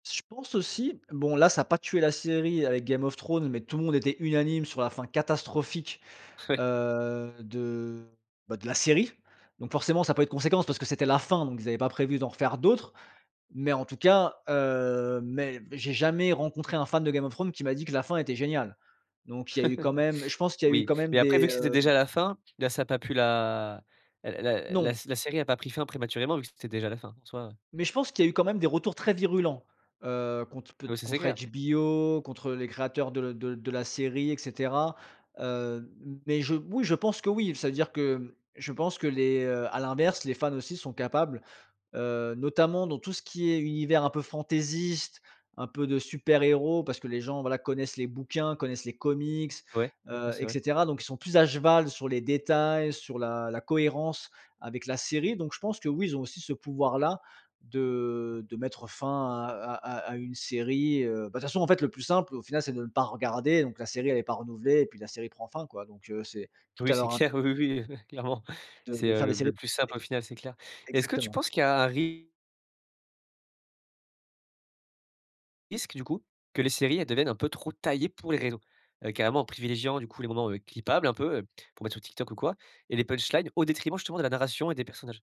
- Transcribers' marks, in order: laughing while speaking: "Oui"; stressed: "série"; chuckle; tapping; laughing while speaking: "oui, oui, heu, clairement"; stressed: "taillées"
- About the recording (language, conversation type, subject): French, podcast, Quel rôle les réseaux sociaux jouent-ils aujourd’hui dans le succès d’une série ?